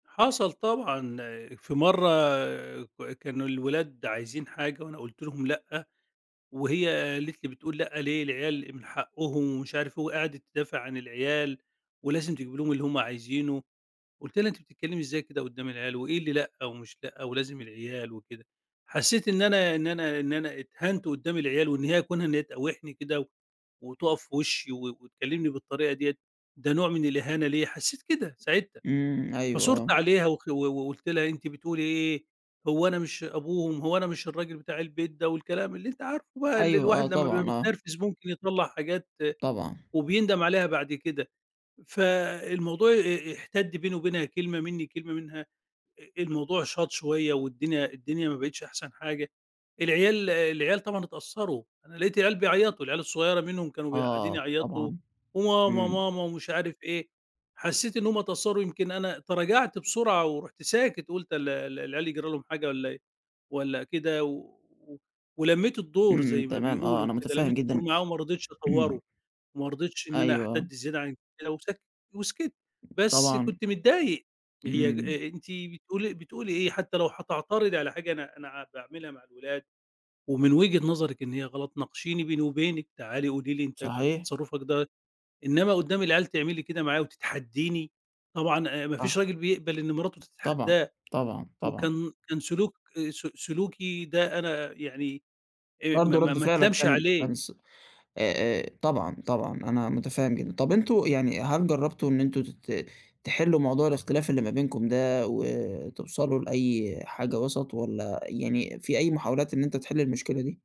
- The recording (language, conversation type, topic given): Arabic, advice, إزاي أتعامل مع خلاف كبير بيني وبين شريكي في طريقة تربية العيال؟
- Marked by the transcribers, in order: tapping